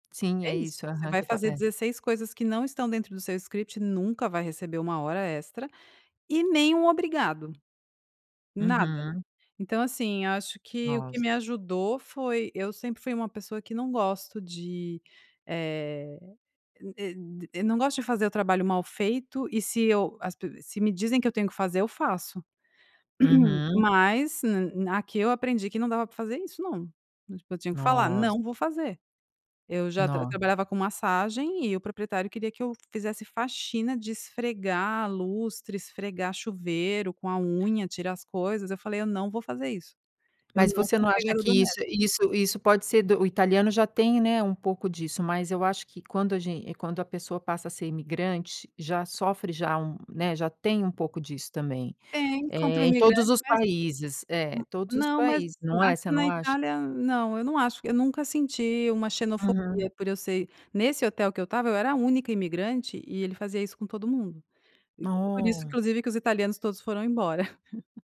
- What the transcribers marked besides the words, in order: in English: "script"; throat clearing; laugh
- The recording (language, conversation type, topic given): Portuguese, podcast, O que você aprendeu ao sair da sua zona de conforto?